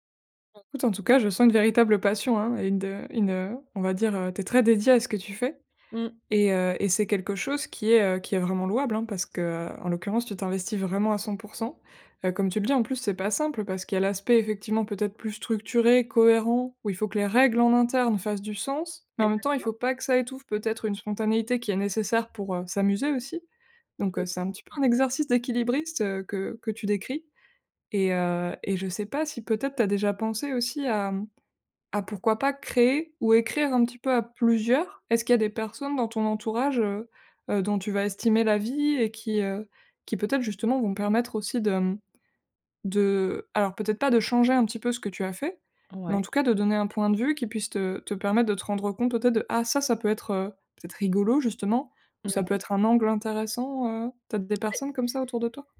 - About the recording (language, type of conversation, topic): French, advice, Comment le perfectionnisme t’empêche-t-il de terminer tes projets créatifs ?
- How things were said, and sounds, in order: other background noise; tapping